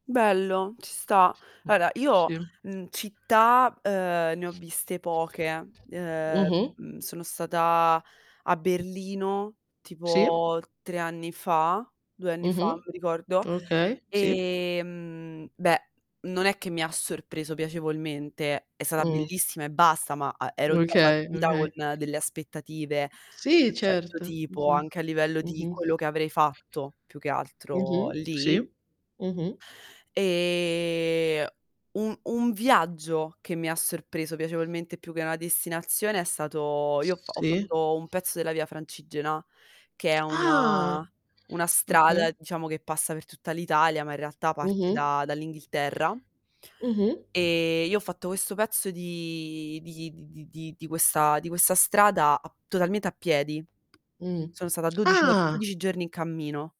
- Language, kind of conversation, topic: Italian, unstructured, Qual è una destinazione che ti ha sorpreso piacevolmente?
- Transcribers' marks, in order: "Allora" said as "aora"; static; tapping; other background noise; distorted speech; surprised: "Ah"; drawn out: "di"